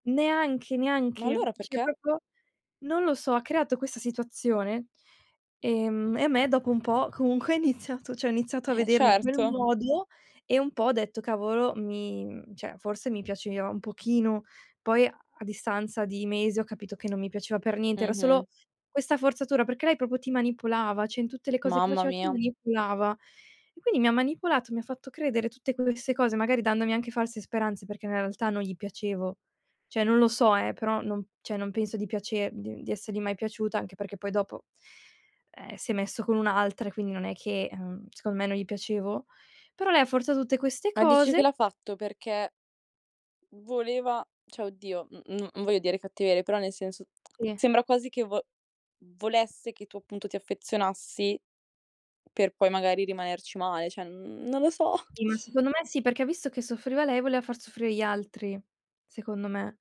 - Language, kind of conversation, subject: Italian, podcast, Dove sta il confine tra perdonare e subire dinamiche tossiche?
- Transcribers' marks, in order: "proprio" said as "propro"; laughing while speaking: "ha iniziato"; "modo" said as "modio"; "piaceva" said as "piacea"; inhale; laughing while speaking: "so"